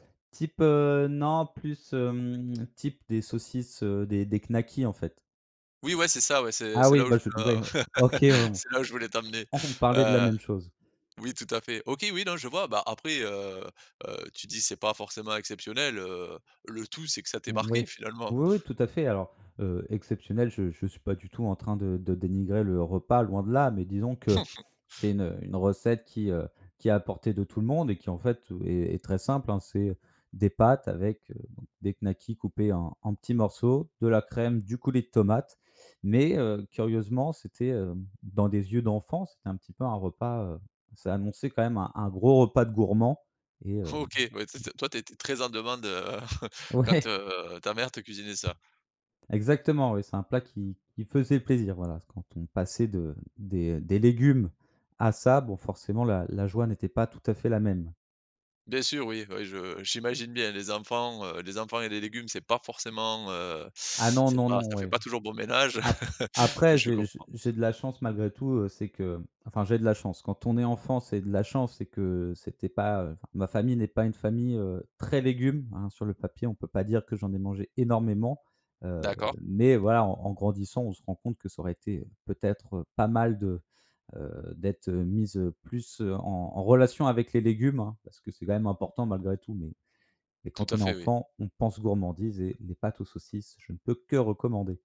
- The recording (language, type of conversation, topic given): French, podcast, Comment la nourriture raconte-t-elle ton histoire familiale ?
- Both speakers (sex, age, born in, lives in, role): male, 25-29, France, France, guest; male, 35-39, France, France, host
- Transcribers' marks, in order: tsk; laugh; chuckle; other noise; chuckle; teeth sucking; laugh; stressed: "très"